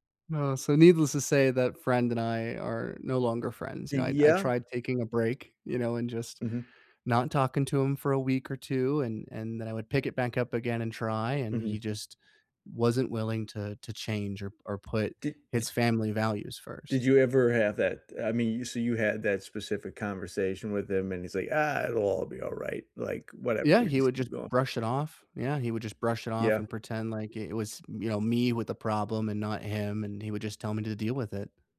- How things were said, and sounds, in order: tapping; other background noise; put-on voice: "Ah, it'll all be alright. Like, whatever, we just keep going"
- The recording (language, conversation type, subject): English, unstructured, How do I balance time between family and friends?